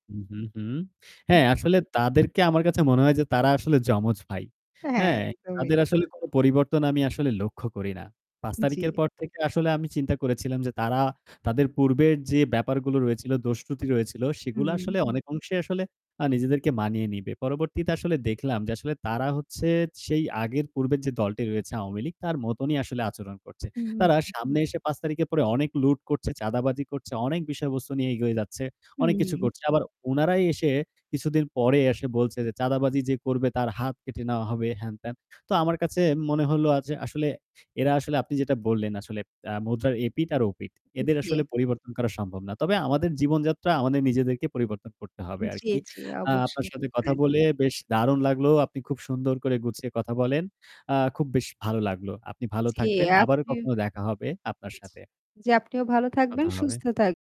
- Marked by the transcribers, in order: static
- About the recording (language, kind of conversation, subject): Bengali, unstructured, বর্তমান দেশের সরকারের কাজকর্ম আপনাকে কেমন লাগছে?